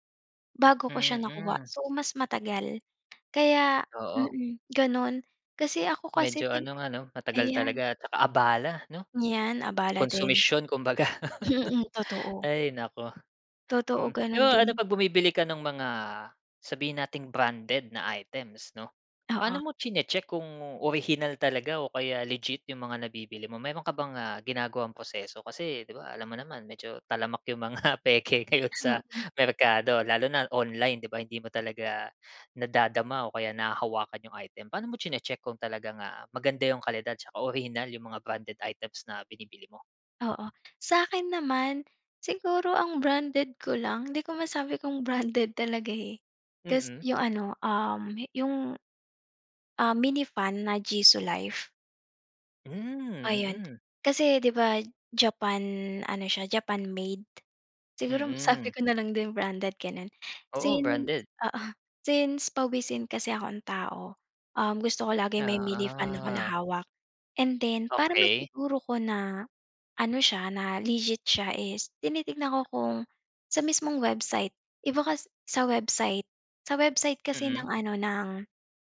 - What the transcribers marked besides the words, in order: other background noise; tapping; laughing while speaking: "kumbaga"; laugh; laughing while speaking: "mga peke ngayon sa"; laughing while speaking: "sabi ko na lang din"; laughing while speaking: "oo"; drawn out: "Oo"
- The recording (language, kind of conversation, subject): Filipino, podcast, Ano ang mga praktikal at ligtas na tips mo para sa online na pamimili?